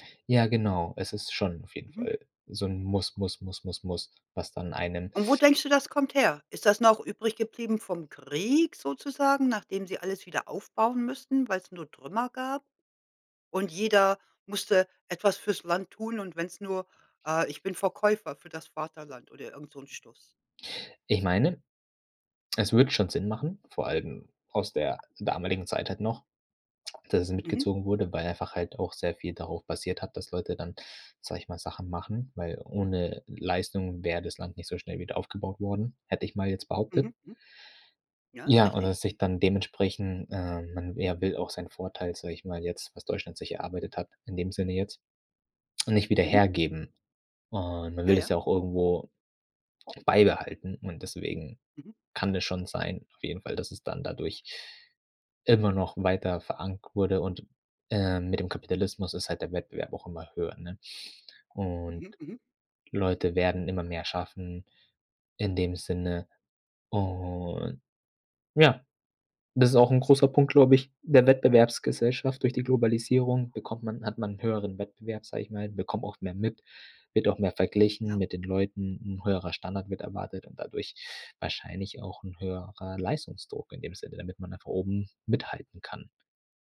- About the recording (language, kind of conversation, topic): German, podcast, Wie gönnst du dir eine Pause ohne Schuldgefühle?
- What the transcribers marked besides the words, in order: "verankert" said as "verank"